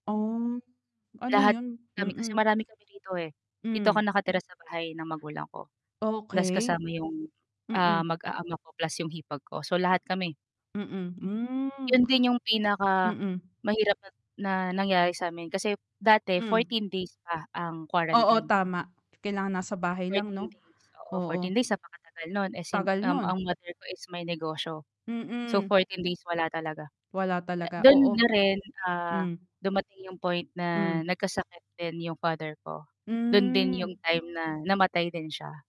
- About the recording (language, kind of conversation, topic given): Filipino, unstructured, Ano ang mga positibong epekto ng pagtutulungan sa panahon ng pandemya?
- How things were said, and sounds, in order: distorted speech